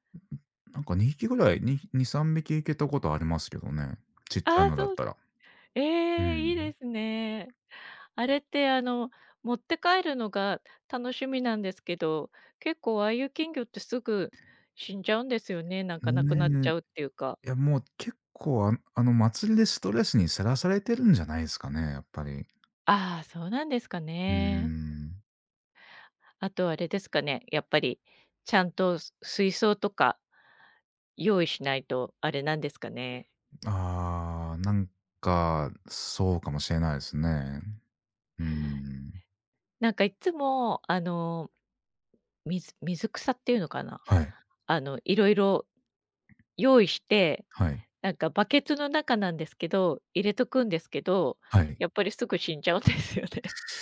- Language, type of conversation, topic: Japanese, unstructured, お祭りに行くと、どんな気持ちになりますか？
- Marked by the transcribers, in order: tapping; laughing while speaking: "死んじゃうんですよね"